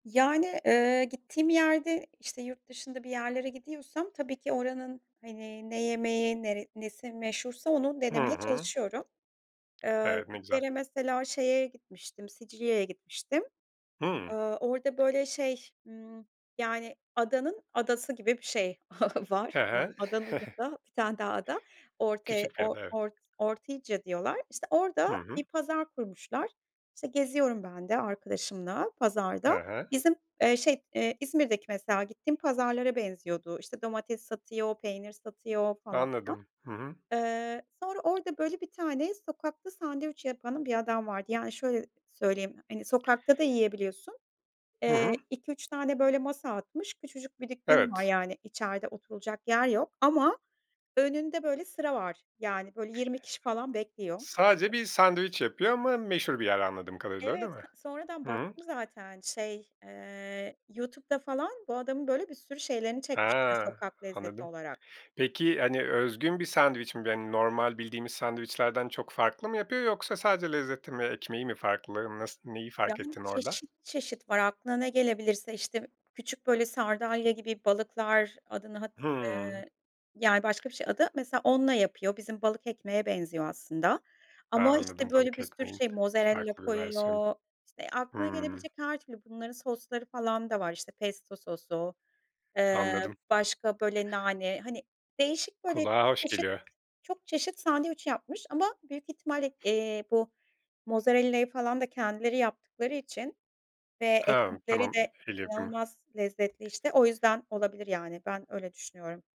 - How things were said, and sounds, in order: tapping; chuckle; laughing while speaking: "var"; unintelligible speech; chuckle; other background noise
- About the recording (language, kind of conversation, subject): Turkish, podcast, Sokak yemekleri senin için ne ifade ediyor ve en çok hangi tatları seviyorsun?
- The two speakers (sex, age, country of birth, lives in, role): female, 40-44, Turkey, Malta, guest; male, 40-44, Turkey, Portugal, host